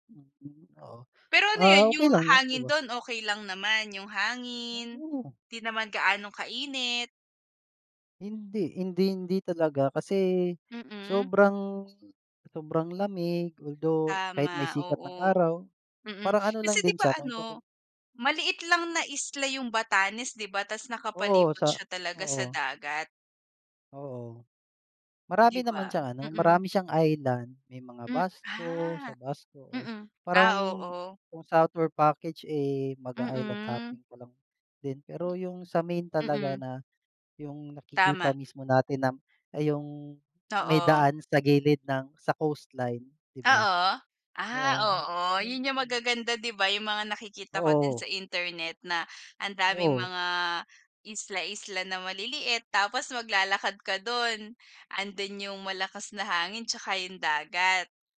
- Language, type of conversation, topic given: Filipino, unstructured, Ano ang pinakagandang lugar na napuntahan mo sa Pilipinas?
- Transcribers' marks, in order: none